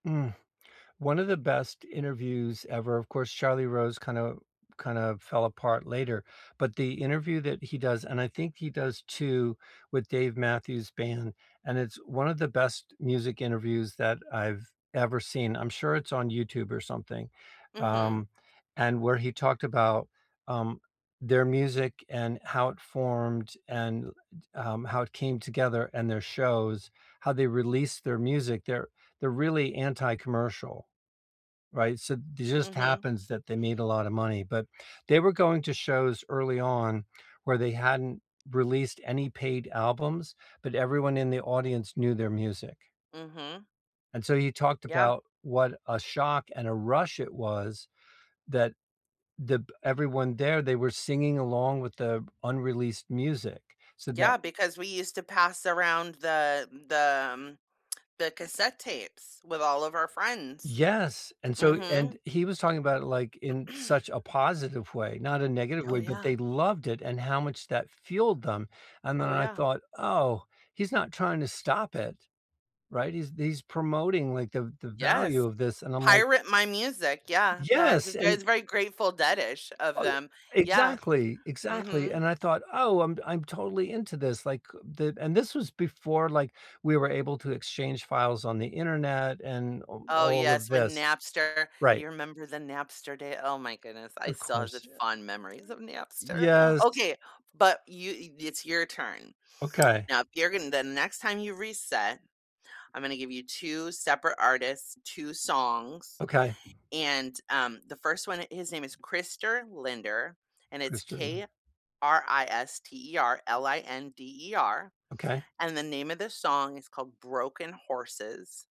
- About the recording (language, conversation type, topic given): English, unstructured, What music do you return to when you need a reset, and what stories make it meaningful?
- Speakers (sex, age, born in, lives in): female, 50-54, United States, United States; male, 60-64, United States, United States
- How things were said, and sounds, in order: tsk; throat clearing; stressed: "Yes"; unintelligible speech; tsk; other background noise